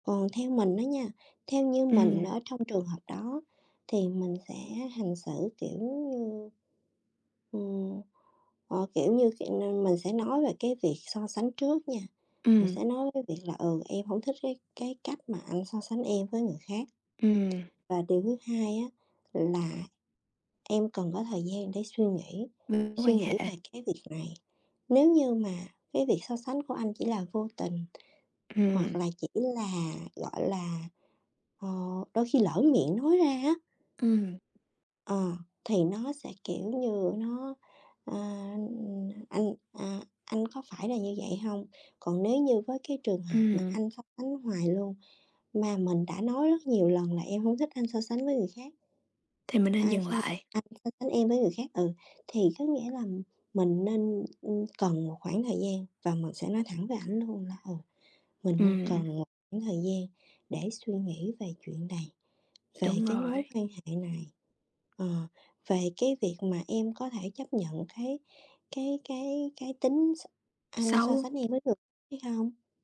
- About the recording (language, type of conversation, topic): Vietnamese, unstructured, Bạn cảm thấy thế nào khi người ấy thường so sánh bạn với người khác?
- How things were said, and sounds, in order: tapping; other background noise